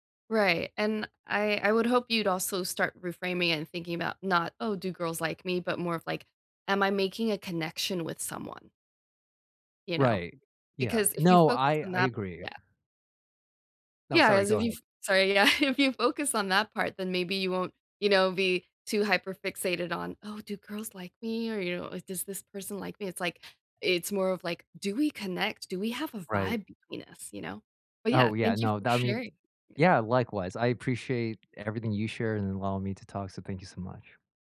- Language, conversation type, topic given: English, unstructured, How can you respectfully help others accept your identity?
- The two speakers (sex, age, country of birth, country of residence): female, 40-44, United States, United States; male, 30-34, United States, United States
- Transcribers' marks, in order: chuckle; put-on voice: "Oh, do girls like me?"